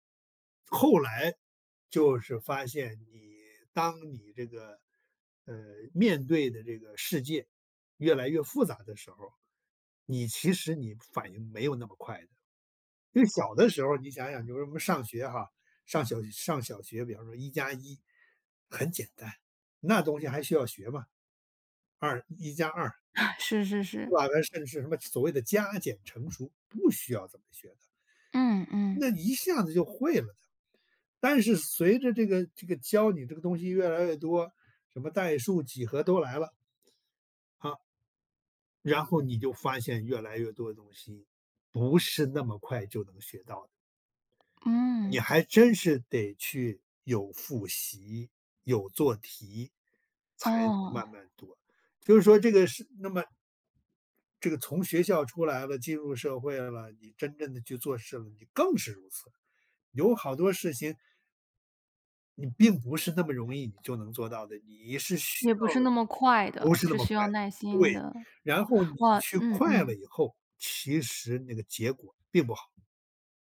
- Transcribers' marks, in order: other background noise; chuckle; tapping
- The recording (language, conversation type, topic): Chinese, podcast, 有没有哪个陌生人说过的一句话，让你记了一辈子？